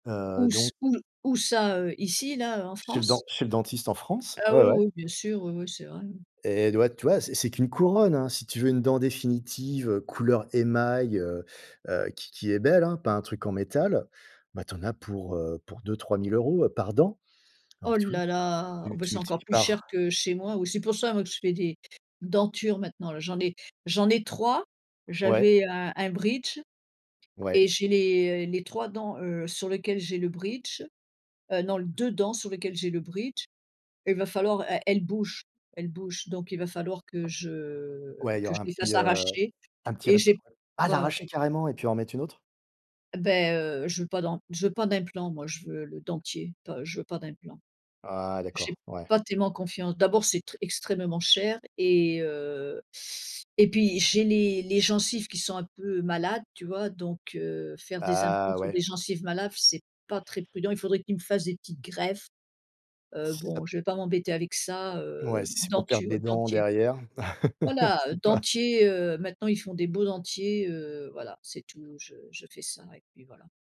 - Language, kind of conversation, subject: French, unstructured, Comment penses-tu que la science améliore notre santé ?
- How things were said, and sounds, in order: other background noise; stressed: "dentures"; surprised: "Ah l'arracher carrément"; teeth sucking; chuckle